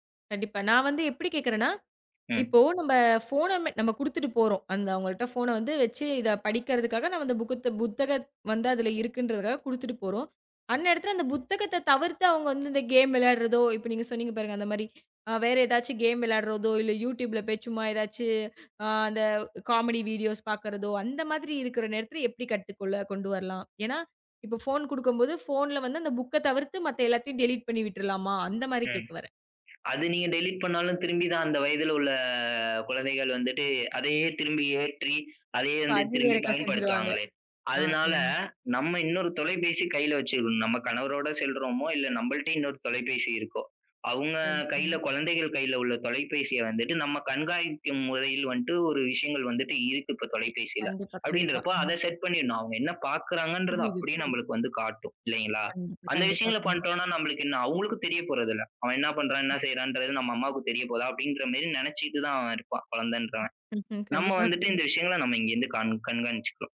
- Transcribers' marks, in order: drawn out: "உள்ள"; laughing while speaking: "இப்போ அது வேறக்கா செஞ்ச்சுறுவாங்க"; unintelligible speech; other noise; unintelligible speech; laughing while speaking: "ம். கண்டிப்பா. ம்"
- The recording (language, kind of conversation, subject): Tamil, podcast, குடும்பத்தில் குழந்தைகளுக்கு கைபேசி பயன்படுத்துவதற்கான விதிமுறைகள் என்ன?